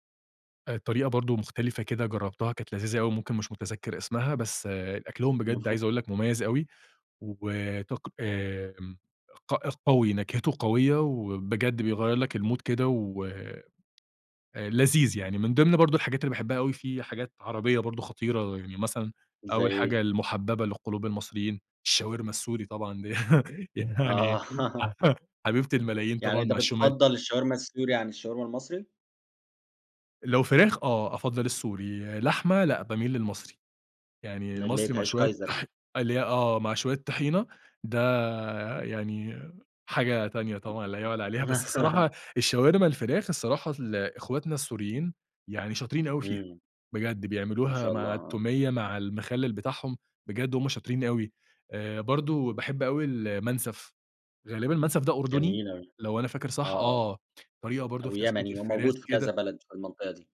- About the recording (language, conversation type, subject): Arabic, podcast, إيه دور الأكل التقليدي في هويتك؟
- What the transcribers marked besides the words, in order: in English: "الـمود"; tapping; laughing while speaking: "دي يعني"; laugh; chuckle; laugh